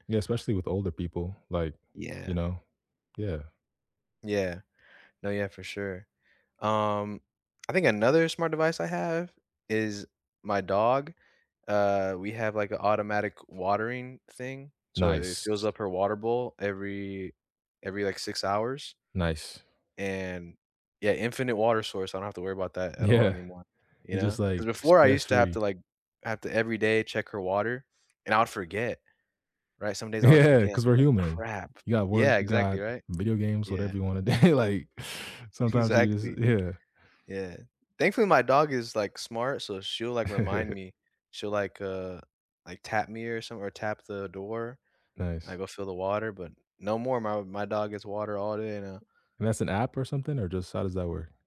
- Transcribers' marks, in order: laughing while speaking: "Yeah"; tapping; laughing while speaking: "Yeah"; laughing while speaking: "day"; laughing while speaking: "Exactly"; chuckle; other background noise
- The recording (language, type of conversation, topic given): English, unstructured, Which smart home upgrades do you actually use, and how do you balance convenience with privacy and security?
- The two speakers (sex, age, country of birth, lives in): male, 20-24, Canada, United States; male, 20-24, United States, United States